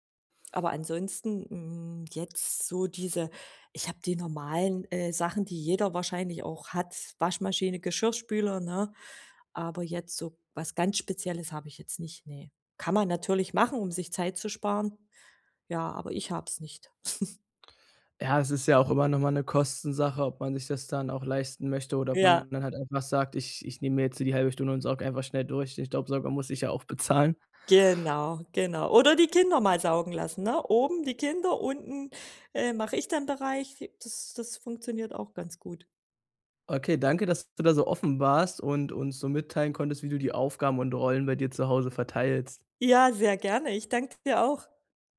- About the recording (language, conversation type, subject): German, podcast, Wie teilt ihr zu Hause die Aufgaben und Rollen auf?
- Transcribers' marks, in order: other background noise; chuckle; laughing while speaking: "bezahlen"